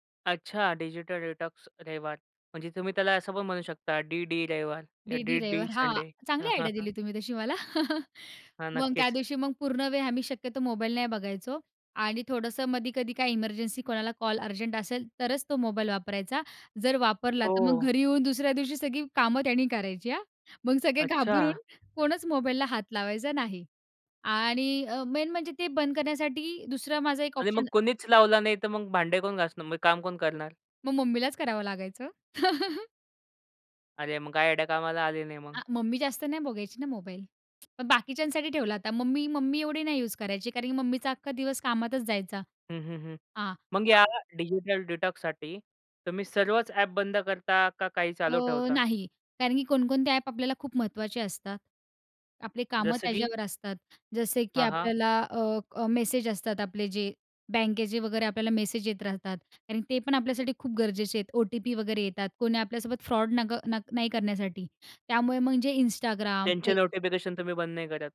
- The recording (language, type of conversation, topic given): Marathi, podcast, तुम्ही इलेक्ट्रॉनिक साधनांपासून विराम कधी आणि कसा घेता?
- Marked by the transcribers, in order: in English: "डिजिटल डिटॉक्स"; in English: "आयडिया"; chuckle; in English: "मेन"; tapping; chuckle; in English: "आयडिया"; other background noise; in English: "डिजिटल डिटॉक्ससाठी"; in English: "फ्रॉड"